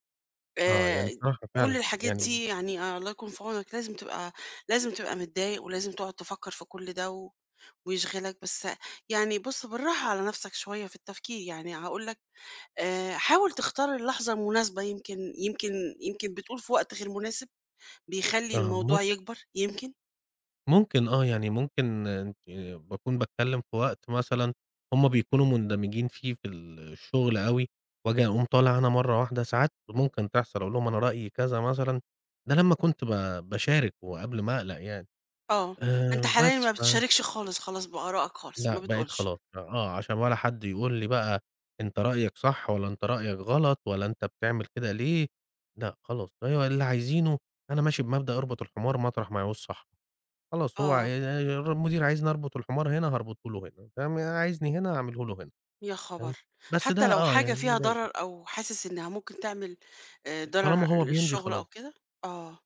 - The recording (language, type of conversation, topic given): Arabic, advice, إزاي أوصف إحساسي لما بخاف أقول رأيي الحقيقي في الشغل؟
- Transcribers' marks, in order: none